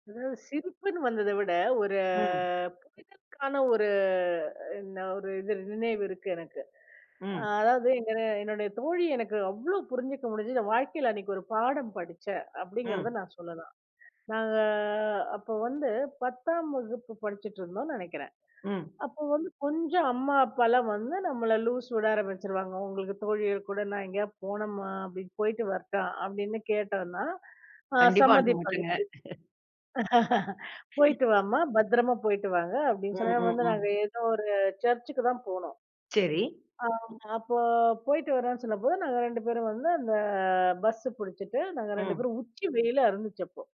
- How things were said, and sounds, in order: drawn out: "ஒரு"; drawn out: "ஒரு"; drawn out: "நாங்க"; laugh; chuckle; other noise; drawn out: "அந்த"
- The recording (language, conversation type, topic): Tamil, podcast, வயது கூடக் கூட மதிப்பு அதிகரித்துக் கொண்டிருக்கும் ஒரு நினைவைப் பற்றி சொல்ல முடியுமா?